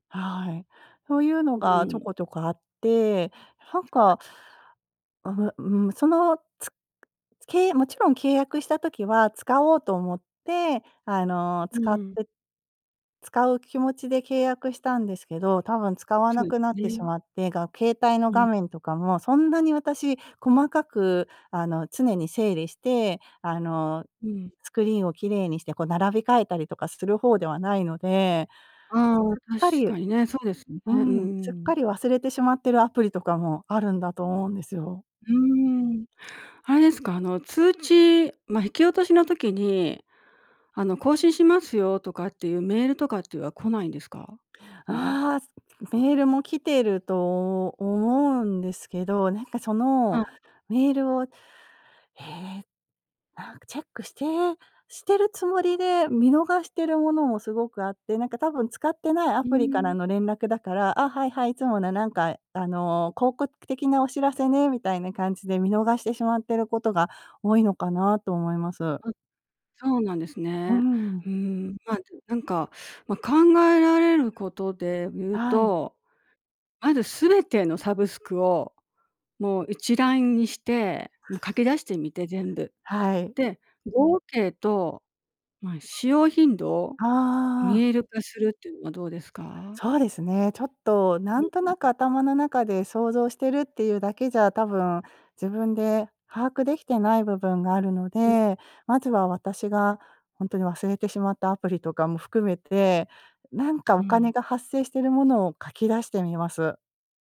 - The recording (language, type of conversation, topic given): Japanese, advice, 毎月の定額サービスの支出が増えているのが気になるのですが、どう見直せばよいですか？
- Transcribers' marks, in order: other background noise; tapping